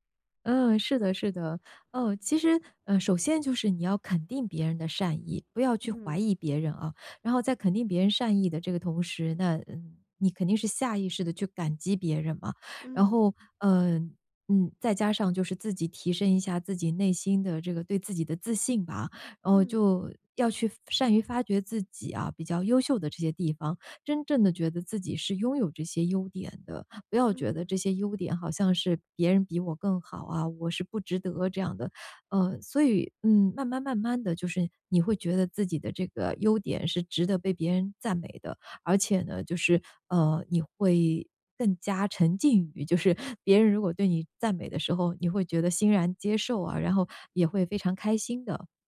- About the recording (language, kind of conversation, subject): Chinese, advice, 为什么我很难接受别人的赞美，总觉得自己不配？
- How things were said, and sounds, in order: other background noise